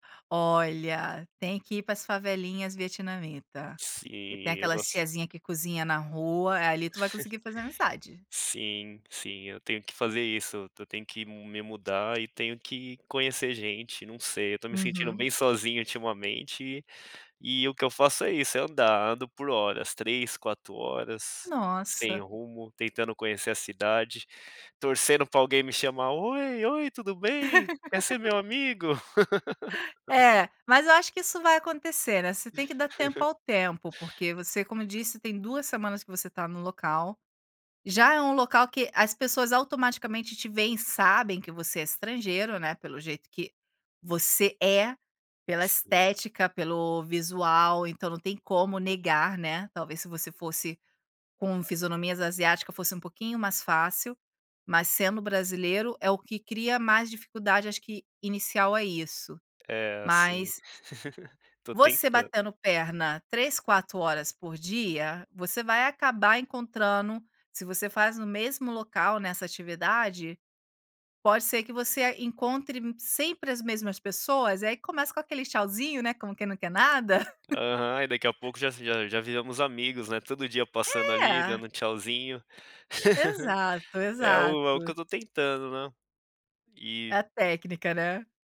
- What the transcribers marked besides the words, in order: chuckle; laugh; laugh; chuckle; chuckle; tapping; chuckle
- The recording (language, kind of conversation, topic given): Portuguese, podcast, Quando você se sente sozinho, o que costuma fazer?